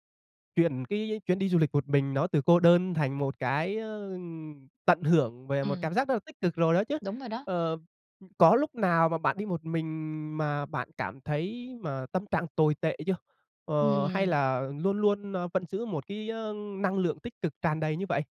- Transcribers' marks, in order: other background noise
- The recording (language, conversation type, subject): Vietnamese, podcast, Khi đi một mình, bạn làm gì để đối mặt và vượt qua cảm giác cô đơn?